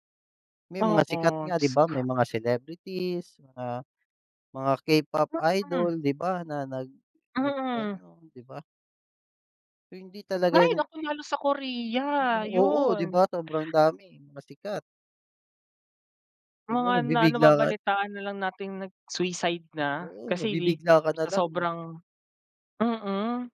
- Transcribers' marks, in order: none
- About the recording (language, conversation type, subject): Filipino, unstructured, Ano ang nalalaman mo tungkol sa depresyon, at paano ito nakaaapekto sa isang tao?